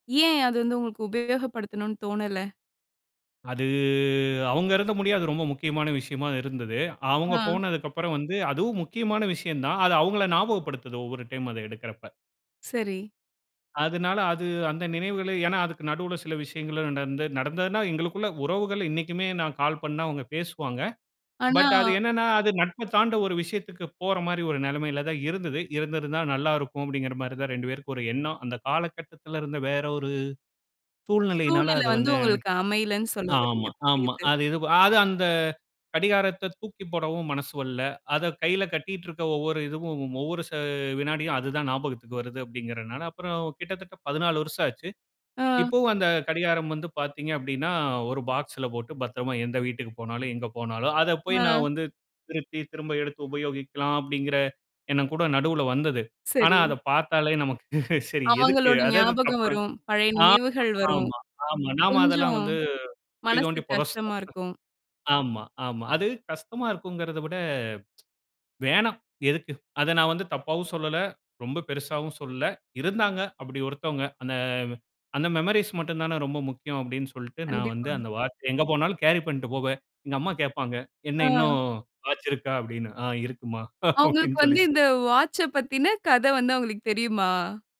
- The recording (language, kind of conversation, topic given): Tamil, podcast, நீ இன்னும் வைத்துக்கொண்டிருக்கும் அந்தப் பொருள் என்ன, அதை வைத்துக்கொள்ள காரணமான கதை என்ன?
- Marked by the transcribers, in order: distorted speech; drawn out: "அது"; in English: "டைம்"; in English: "கால்"; in English: "பட்"; "வரல" said as "வல்ல"; drawn out: "ச"; in English: "பாக்ஸ்ல"; laughing while speaking: "சரி எதுக்கு?"; other background noise; tsk; in English: "மெமொரிஸ்"; in English: "வாட்ச"; in English: "கேரி"; laughing while speaking: "அப்டின்னு சொல்லி சொ"